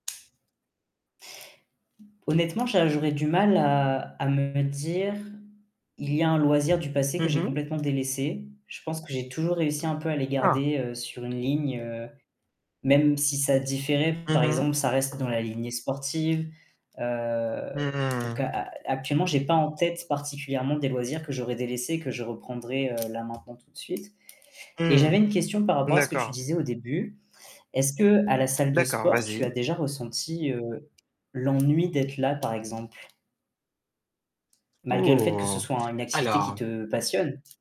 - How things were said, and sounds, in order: tapping; distorted speech; drawn out: "heu"; other background noise; drawn out: "Oh !"
- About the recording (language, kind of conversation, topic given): French, unstructured, Quels loisirs te manquent le plus en ce moment ?
- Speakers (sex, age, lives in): male, 20-24, France; male, 25-29, Italy